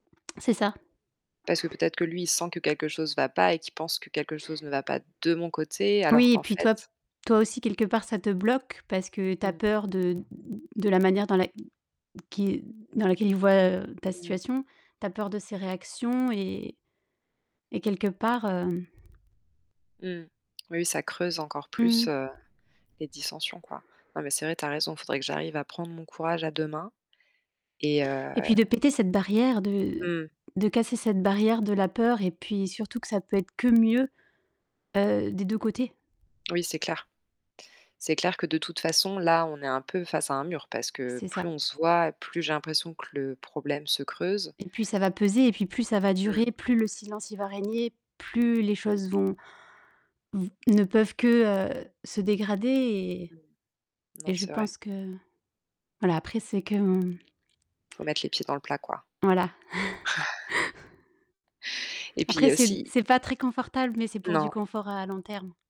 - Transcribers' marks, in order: other background noise; stressed: "de mon"; distorted speech; static; tapping; sigh; chuckle
- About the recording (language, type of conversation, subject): French, advice, De quelle façon tes amitiés ont-elles évolué, et qu’est-ce qui déclenche ta peur d’être seul ?